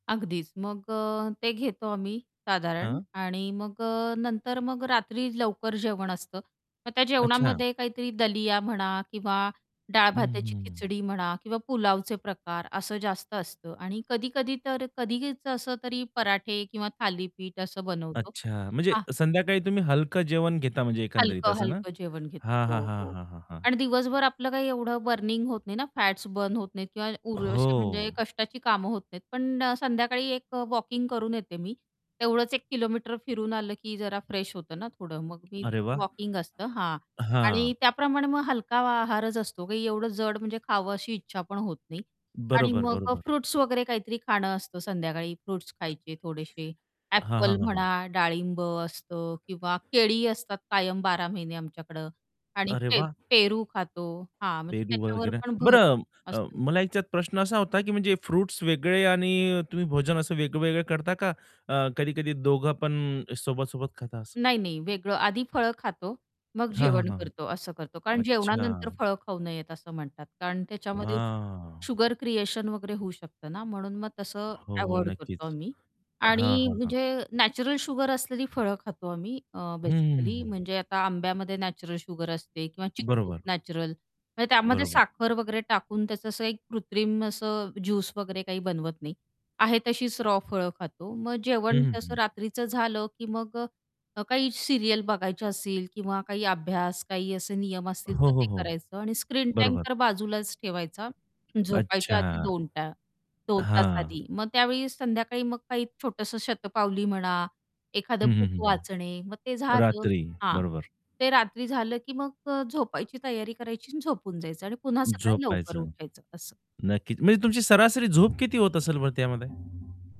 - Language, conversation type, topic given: Marathi, podcast, आरोग्य सुधारण्यासाठी रोजच्या कोणत्या सवयी अंगीकारल्या पाहिजेत?
- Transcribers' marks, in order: static; tapping; other background noise; in English: "फ्रेश"; other noise; in English: "बेसिकली"; distorted speech; in English: "सीरियल"; horn